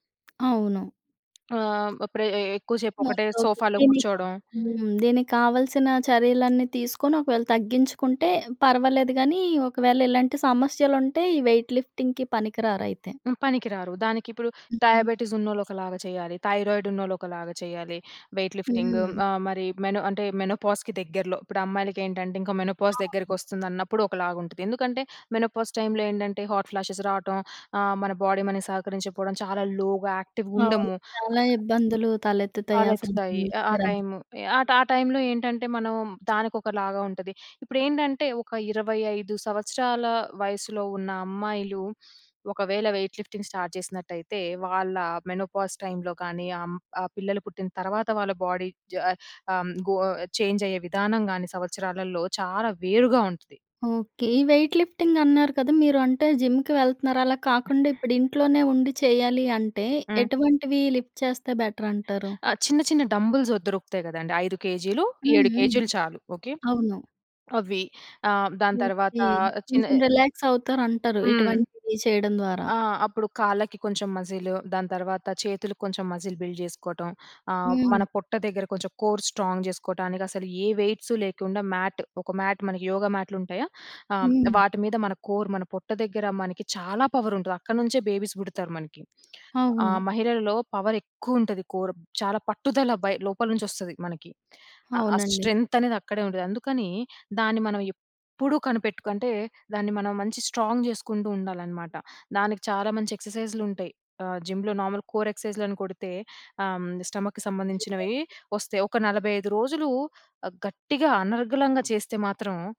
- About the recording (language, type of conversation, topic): Telugu, podcast, పని తర్వాత మీరు ఎలా విశ్రాంతి పొందుతారు?
- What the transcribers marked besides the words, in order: tapping; other background noise; in English: "వెయిట్ లిఫ్టింగ్‌కి"; in English: "మెనోపాజ్‍కి"; in English: "మెనోపాజ్"; in English: "మెనోపాజ్ టైమ్‌లో"; in English: "హాట్ ఫ్లాషెస్"; in English: "బాడీ"; in English: "లోగా యాక్టివ్"; unintelligible speech; in English: "వెయిట్ లిఫ్టింగ్ స్టార్ట్"; in English: "మెనోపాజ్ టైమ్‌లో"; in English: "బాడీ"; stressed: "చాలా"; in English: "వెయిట్ లిఫ్టింగ్"; in English: "జిమ్‌కి"; in English: "లిఫ్ట్"; in English: "డంబెల్స్"; in English: "మజిల్ బిల్డ్"; in English: "కోర్ స్ట్రాంగ్"; in English: "మ్యాట్"; in English: "మ్యాట్"; in English: "కోర్"; in English: "బేబీస్"; in English: "కోర్"; in English: "స్ట్రాంగ్"; in English: "జిమ్‌లో నార్మల్ కోర్ ఎక్సర్సైజ్‌లని"; in English: "స్టమక్‌కి"